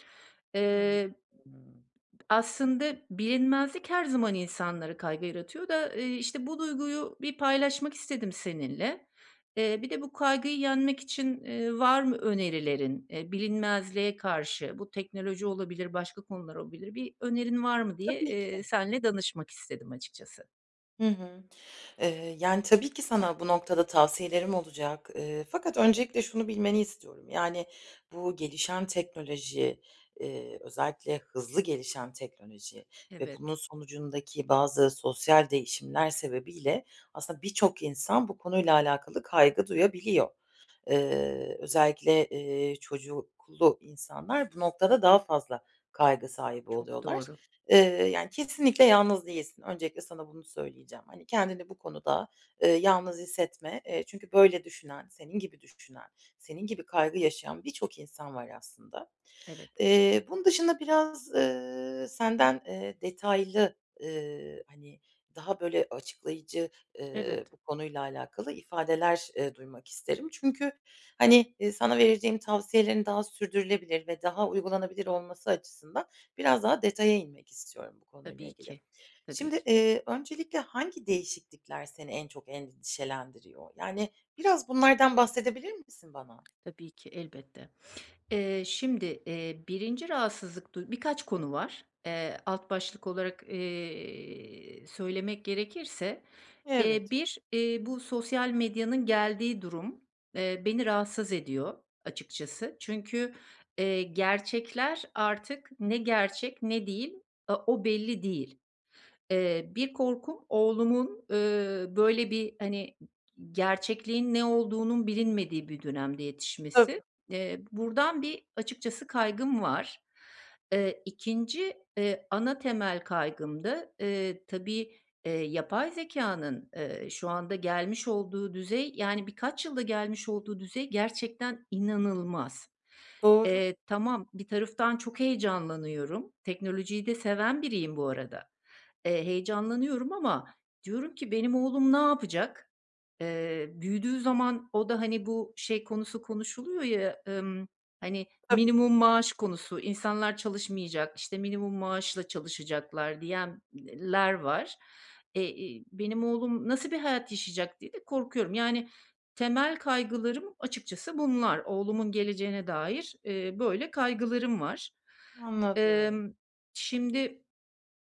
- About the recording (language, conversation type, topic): Turkish, advice, Belirsizlik ve hızlı teknolojik ya da sosyal değişimler karşısında nasıl daha güçlü ve uyumlu kalabilirim?
- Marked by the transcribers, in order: tapping; other background noise; other noise